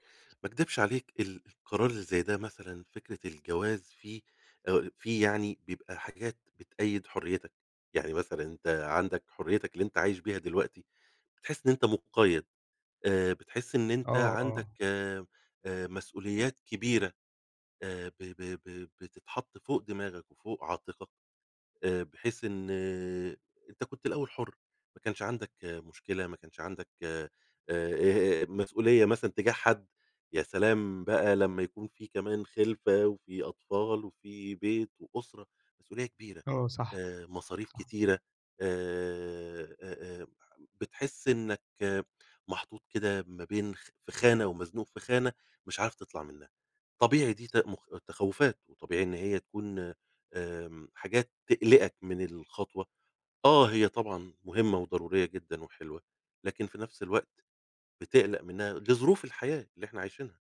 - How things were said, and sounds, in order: none
- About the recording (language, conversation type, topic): Arabic, advice, إزاي أتخيّل نتائج قرارات الحياة الكبيرة في المستقبل وأختار الأحسن؟